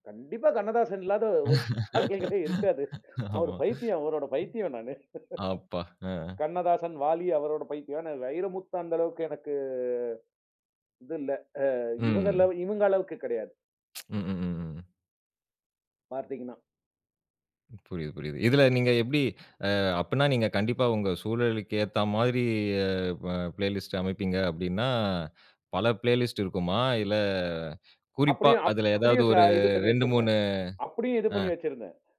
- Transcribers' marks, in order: laugh; laughing while speaking: "ஒரு பாடல்களே இருக்காது. நான் ஒரு பைத்தியம் அவரோட பைத்தியம் நானு"; other noise; laugh; tsk; in English: "பிளேலிஸ்ட்"; in English: "பிளேலிஸ்ட்"; drawn out: "இல்ல"
- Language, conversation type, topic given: Tamil, podcast, நீங்கள் சேர்ந்து உருவாக்கிய பாடல்பட்டியலில் இருந்து உங்களுக்கு மறக்க முடியாத ஒரு நினைவைக் கூறுவீர்களா?